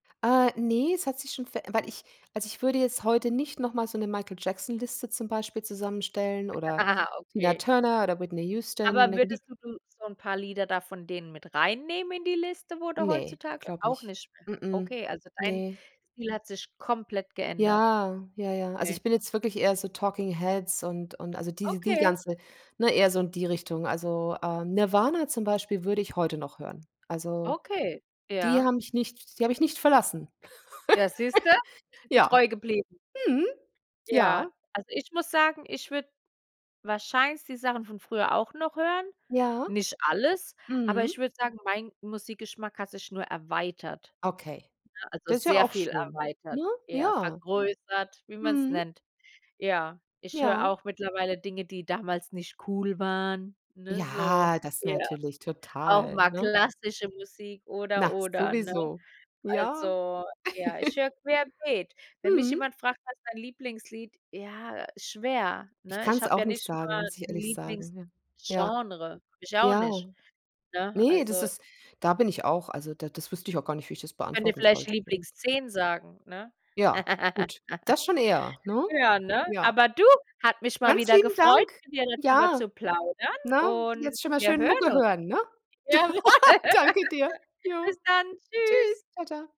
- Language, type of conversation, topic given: German, unstructured, Wie hat sich dein Musikgeschmack im Laufe der Jahre verändert?
- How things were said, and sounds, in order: laughing while speaking: "Ah"; stressed: "komplett"; giggle; "wahrscheinlich" said as "wahrscheins"; put-on voice: "cool waren"; laugh; giggle; other background noise; laugh; laugh; laughing while speaking: "Jawohl"; laugh